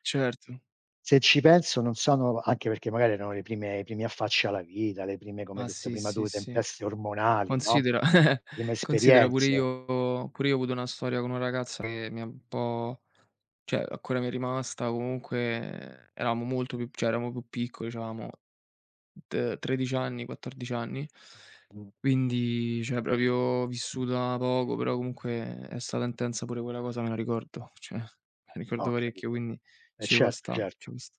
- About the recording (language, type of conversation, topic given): Italian, unstructured, Come definiresti l’amore vero?
- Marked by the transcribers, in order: chuckle; "cioè" said as "ceh"; "ancora" said as "accora"; "cioè" said as "ceh"; tapping; "cioè" said as "ceh"; "proprio" said as "propio"; "cioè" said as "ceh"